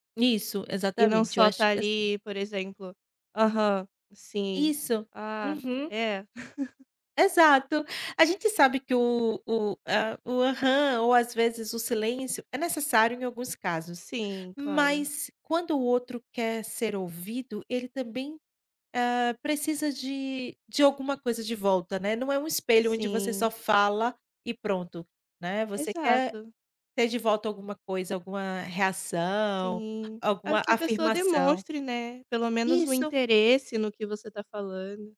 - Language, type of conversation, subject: Portuguese, podcast, O que torna alguém um bom ouvinte?
- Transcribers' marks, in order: chuckle; tapping